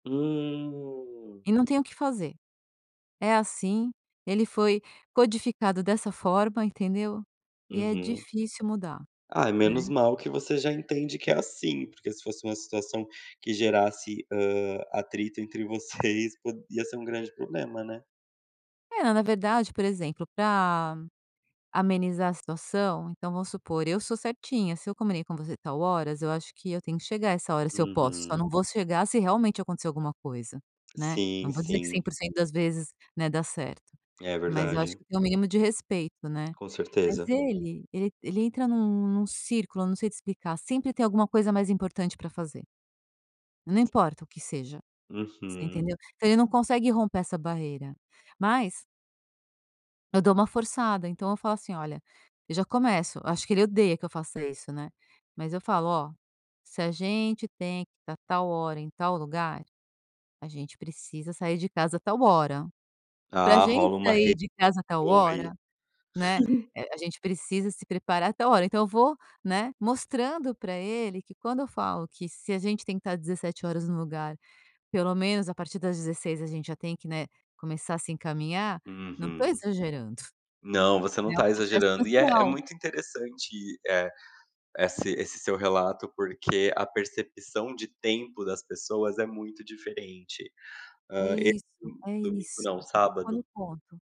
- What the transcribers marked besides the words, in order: drawn out: "Hum"; tapping; chuckle; other background noise; chuckle
- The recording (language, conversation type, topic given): Portuguese, podcast, Como costuma preparar o ambiente antes de começar uma atividade?